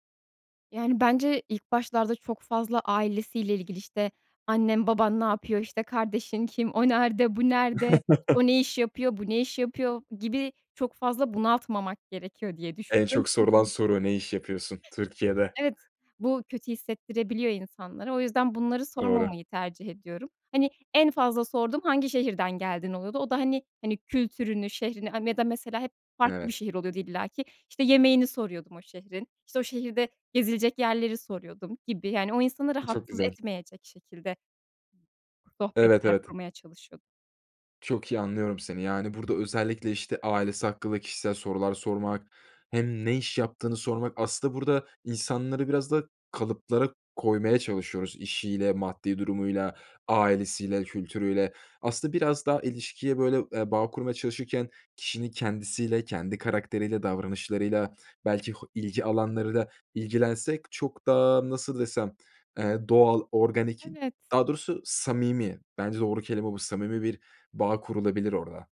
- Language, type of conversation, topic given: Turkish, podcast, İnsanlarla bağ kurmak için hangi adımları önerirsin?
- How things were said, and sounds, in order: chuckle; other noise